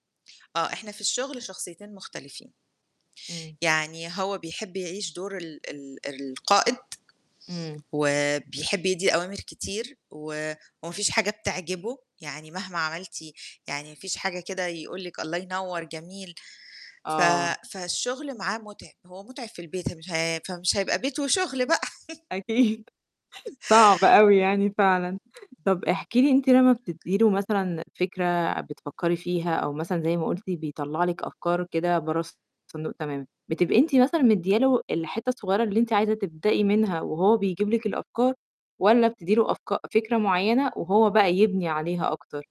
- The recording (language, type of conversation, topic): Arabic, podcast, إنت بتفضّل تشتغل على فكرة جديدة لوحدك ولا مع ناس تانية؟
- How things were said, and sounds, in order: static; chuckle; laughing while speaking: "أكيد"; other noise; other background noise; tapping; distorted speech